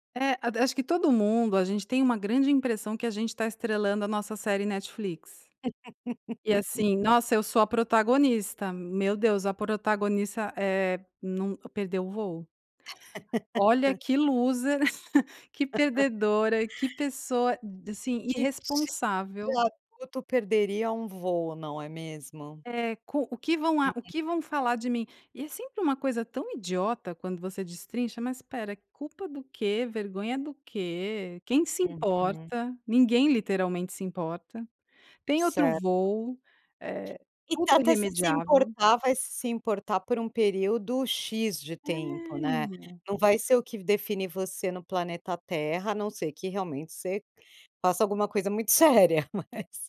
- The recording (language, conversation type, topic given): Portuguese, podcast, Como você lida com dúvidas sobre quem você é?
- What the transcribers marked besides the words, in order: laugh; laugh; in English: "loser"; chuckle; laugh; laugh